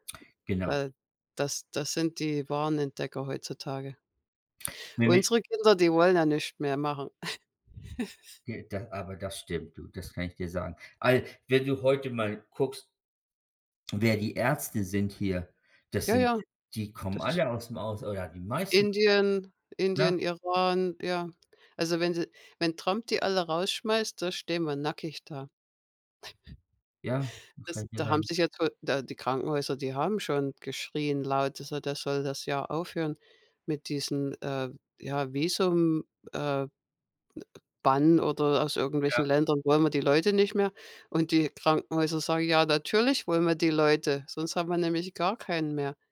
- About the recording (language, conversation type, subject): German, unstructured, Warum war die Entdeckung des Penicillins so wichtig?
- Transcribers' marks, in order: chuckle; unintelligible speech; chuckle